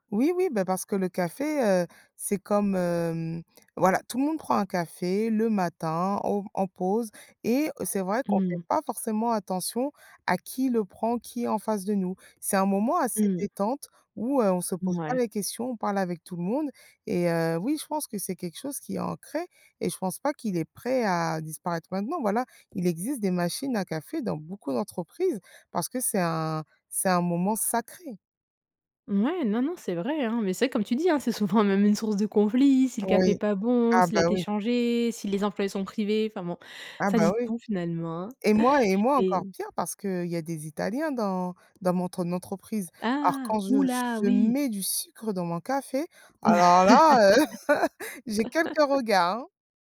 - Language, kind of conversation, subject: French, podcast, Qu'est-ce qui te plaît quand tu partages un café avec quelqu'un ?
- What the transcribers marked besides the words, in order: stressed: "sacré"; laugh